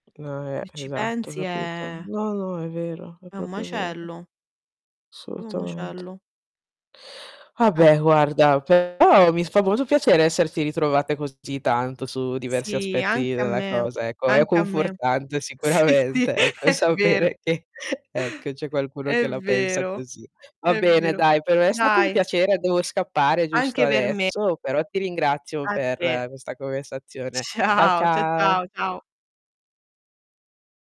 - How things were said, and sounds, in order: tapping; drawn out: "è"; "proprio" said as "propio"; "Assolutamente" said as "solutamente"; distorted speech; laughing while speaking: "Sì, sì, è vero"; laughing while speaking: "sicuramente"; laughing while speaking: "sapere che"; laughing while speaking: "Ciao"
- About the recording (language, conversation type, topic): Italian, unstructured, Perché è così difficile accettare di avere bisogno di aiuto?